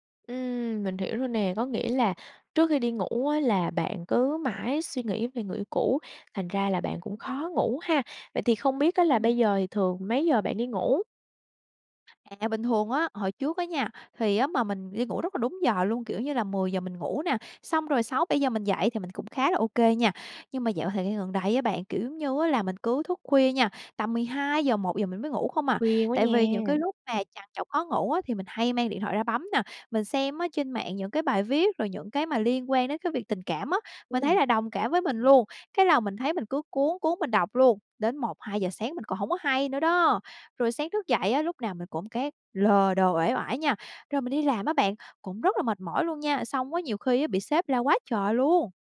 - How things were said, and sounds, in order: other background noise; tapping
- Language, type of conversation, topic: Vietnamese, advice, Bạn đang bị mất ngủ và ăn uống thất thường vì đau buồn, đúng không?